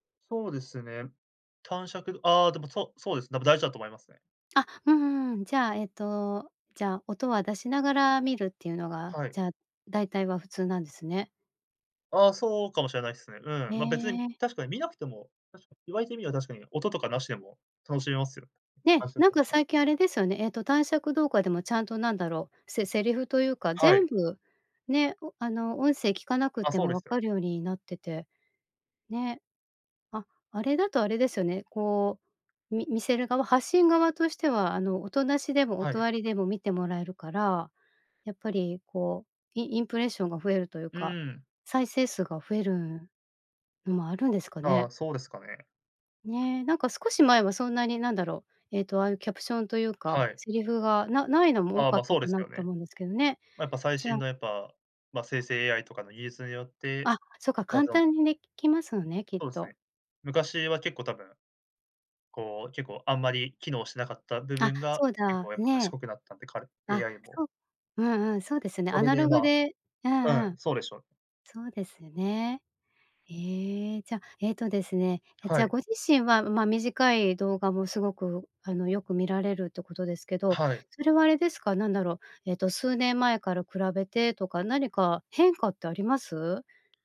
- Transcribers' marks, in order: tapping
- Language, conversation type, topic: Japanese, podcast, 短い動画が好まれる理由は何だと思いますか？